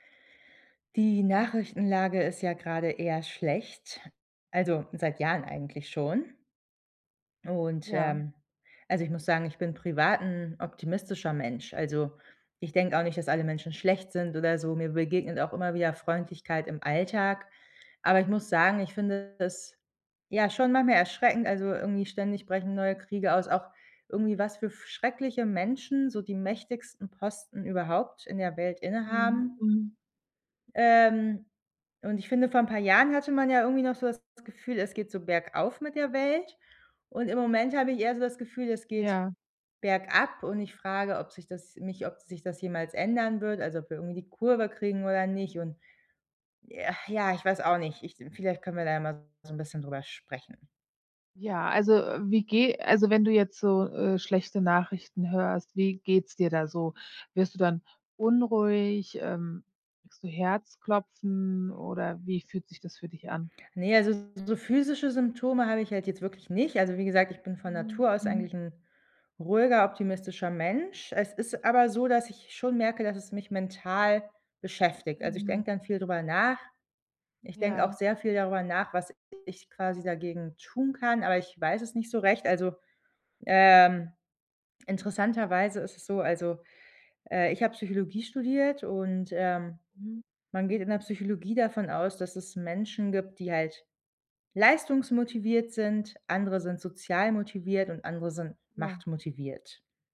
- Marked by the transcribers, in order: other background noise
- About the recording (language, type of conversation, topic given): German, advice, Wie kann ich emotionale Überforderung durch ständige Katastrophenmeldungen verringern?